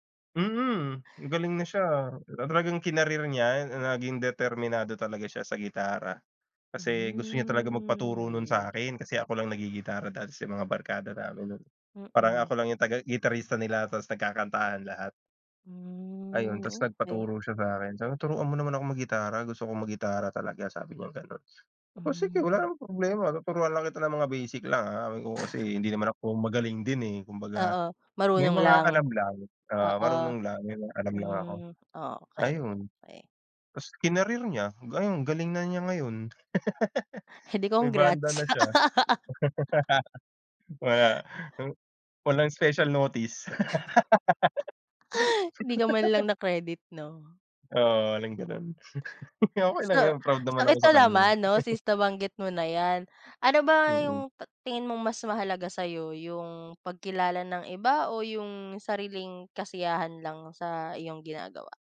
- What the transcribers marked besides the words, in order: drawn out: "Hmm"; drawn out: "Hmm"; tapping; drawn out: "Hmm"; chuckle; laugh; laugh; laugh; laugh; laugh
- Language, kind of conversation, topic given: Filipino, unstructured, Mas gugustuhin mo bang makilala dahil sa iyong talento o sa iyong kabutihan?
- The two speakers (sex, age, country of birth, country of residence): female, 25-29, Philippines, Philippines; male, 30-34, Philippines, Philippines